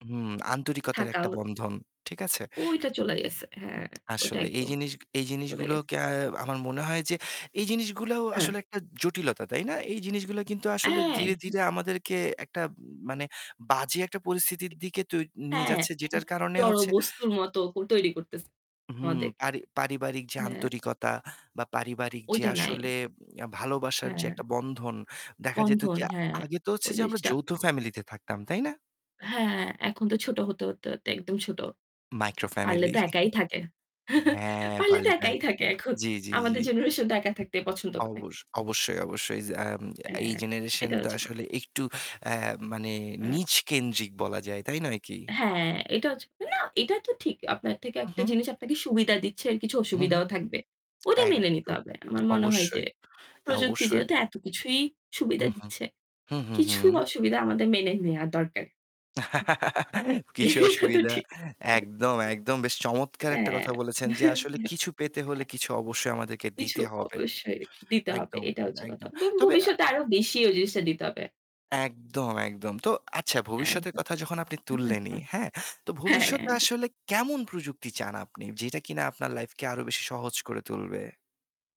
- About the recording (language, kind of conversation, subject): Bengali, unstructured, আপনার মনে হয় প্রযুক্তি কি আমাদের জীবনকে সহজ করেছে?
- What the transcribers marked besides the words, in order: static; distorted speech; tapping; mechanical hum; unintelligible speech; in English: "মাইক্রো ফ্যামিলি"; chuckle; laugh; laughing while speaking: "এটা তো ঠিক"; chuckle; unintelligible speech; unintelligible speech